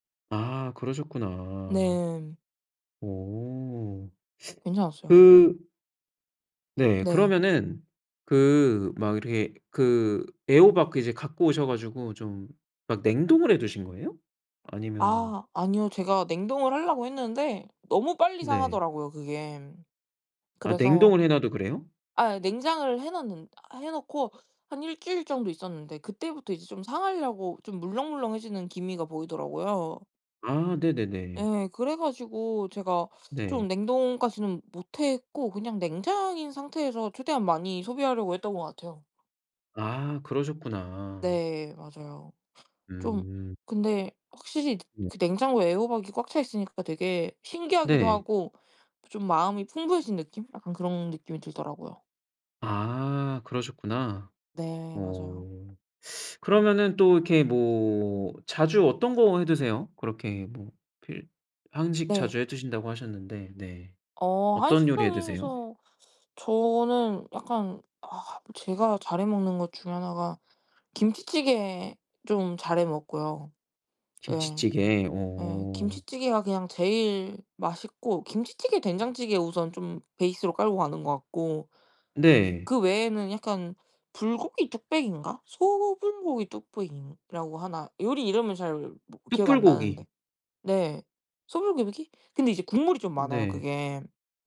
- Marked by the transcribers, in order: tapping; other background noise
- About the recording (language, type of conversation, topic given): Korean, podcast, 집에 늘 챙겨두는 필수 재료는 무엇인가요?